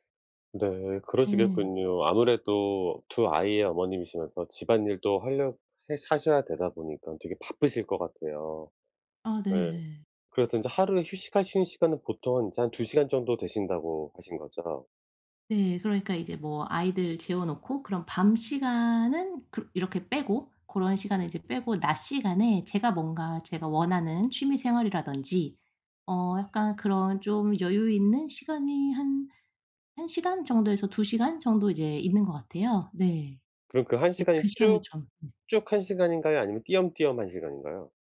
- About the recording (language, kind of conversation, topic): Korean, advice, 집에서 어떻게 하면 제대로 휴식을 취할 수 있을까요?
- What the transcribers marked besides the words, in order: horn; other background noise